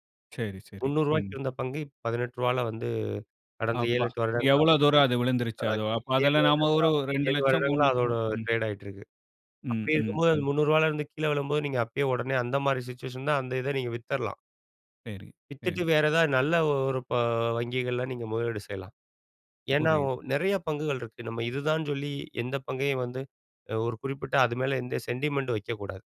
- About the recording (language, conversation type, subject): Tamil, podcast, ஒரு நீண்டகால திட்டத்தை தொடர்ந்து செய்ய நீங்கள் உங்களை எப்படி ஊக்கமுடன் வைத்துக்கொள்வீர்கள்?
- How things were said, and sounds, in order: other background noise; in English: "ட்ரேட்"; in English: "சிச்சுவேஷன்"; other noise; in English: "சென்டிமென்ட்டும்"